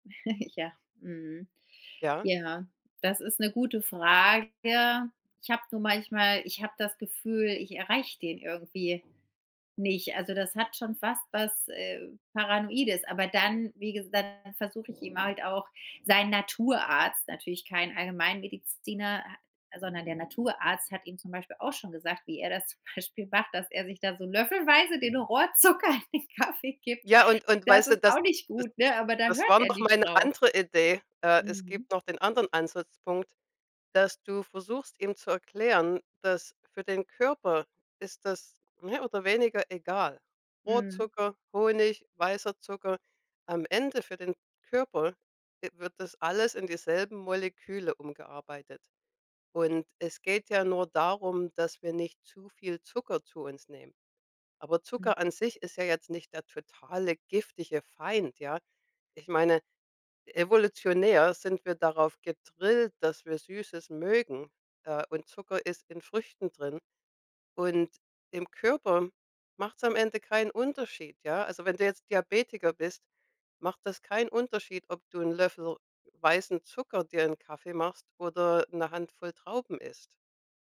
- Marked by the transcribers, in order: chuckle; drawn out: "Frage"; other background noise; stressed: "Naturarzt"; joyful: "löffelweise"; laughing while speaking: "den Rohrzucker in den Kaffee gibt"
- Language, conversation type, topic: German, advice, Wie kann ich Konflikte mit meinem Partner über Ernährungsgewohnheiten lösen?